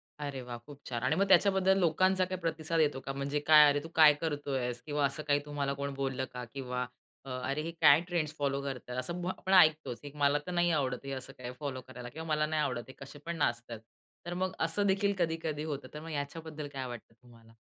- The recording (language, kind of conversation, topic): Marathi, podcast, सोशल माध्यमांवर एखादा ट्रेंड झपाट्याने व्हायरल होण्यामागचं रहस्य तुमच्या मते काय असतं?
- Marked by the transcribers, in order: none